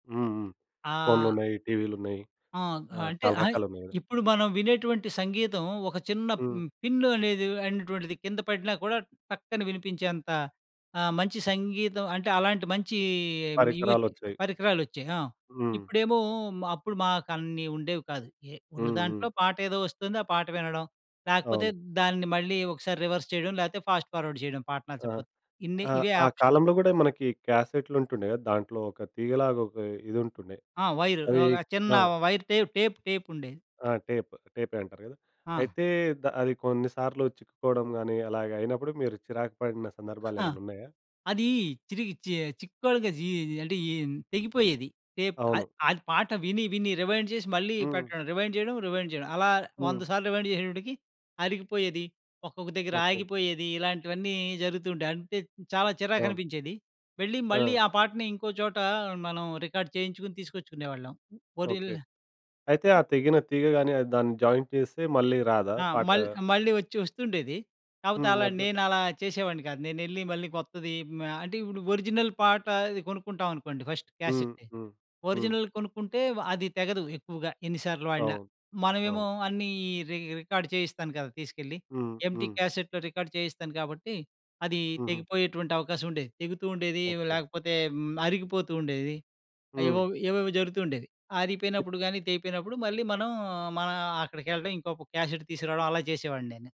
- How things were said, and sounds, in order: in English: "రివర్స్"; in English: "ఫాస్ట్ ఫార్వర్డ్"; in English: "ఆప్షన్"; in English: "వైర్ టేప్, టేప్, టేప్"; in English: "టేప్"; other background noise; in English: "టేప్"; in English: "రివైండ్"; in English: "రివైండ్"; in English: "రివైండ్"; in English: "జాయింట్"; in English: "ఒరిజినల్"; in English: "క్యాసెట్"; in English: "రి రికార్డ్"; in English: "ఎంప్టీ క్యాసెట్‌లో రికార్డ్"; other noise; in English: "క్యాసెట్"
- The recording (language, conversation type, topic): Telugu, podcast, ప్రతిరోజూ మీకు చిన్న ఆనందాన్ని కలిగించే హాబీ ఏది?